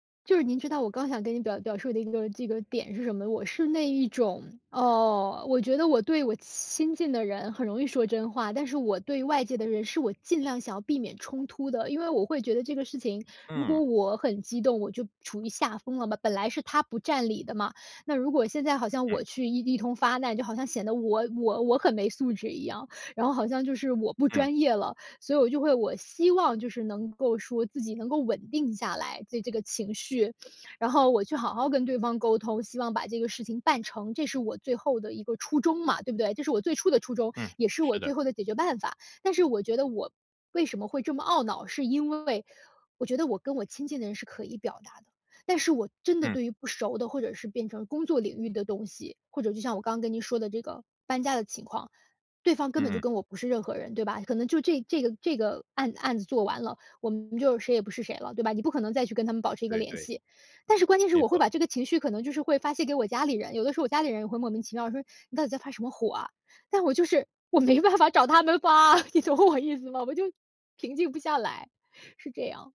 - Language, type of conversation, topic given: Chinese, advice, 当我情绪非常强烈时，怎样才能让自己平静下来？
- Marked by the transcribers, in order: laughing while speaking: "啊，你懂我意思吗？"